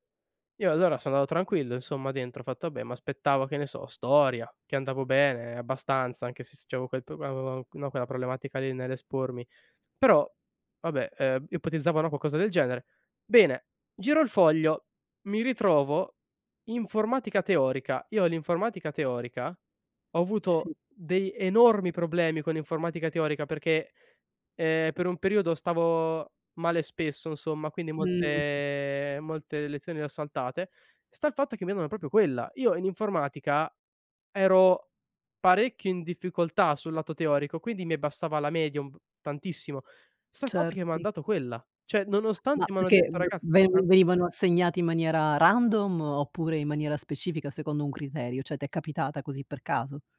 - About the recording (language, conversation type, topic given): Italian, podcast, Che ruolo hanno gli errori nel tuo percorso di crescita?
- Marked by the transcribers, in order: "Vabbè" said as "abbè"; "insomma" said as "nsomma"; drawn out: "Mh"; "abbassava" said as "ebbastava"; "Cioè" said as "ceh"; in English: "random"; "Cioè" said as "ceh"